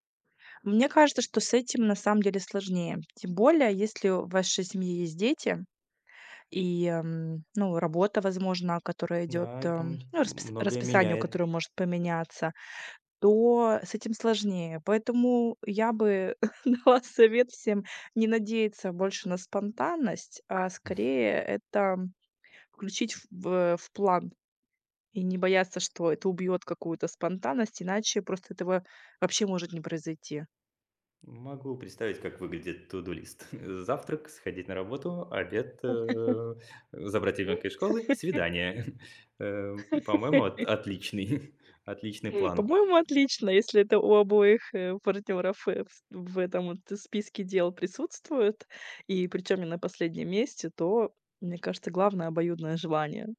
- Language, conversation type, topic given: Russian, podcast, Как сохранить романтику в длительном браке?
- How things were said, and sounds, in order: laughing while speaking: "дала совет всем"; laugh; chuckle; chuckle; tapping